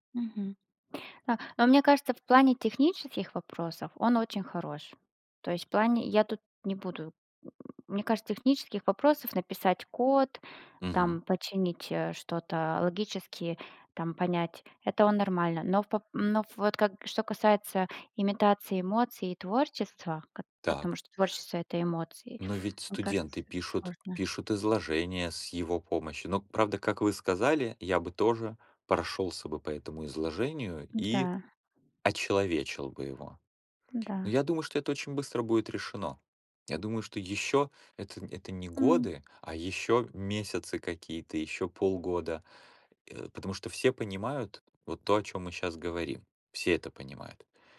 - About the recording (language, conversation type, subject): Russian, unstructured, Что нового в технологиях тебя больше всего радует?
- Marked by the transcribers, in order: tapping